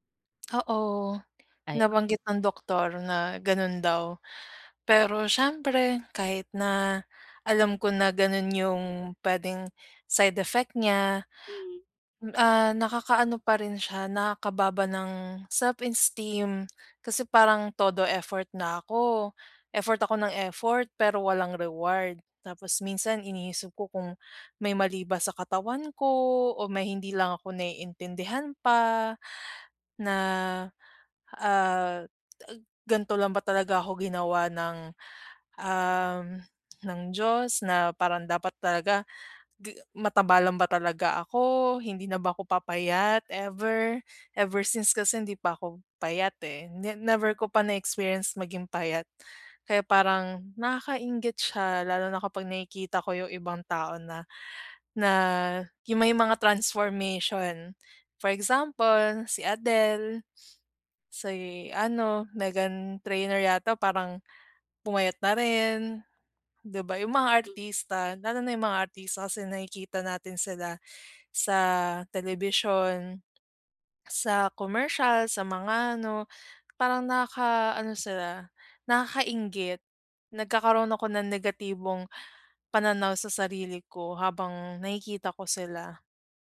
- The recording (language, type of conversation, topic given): Filipino, advice, Bakit hindi bumababa ang timbang ko kahit sinusubukan kong kumain nang masustansiya?
- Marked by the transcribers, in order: in English: "self-esteem"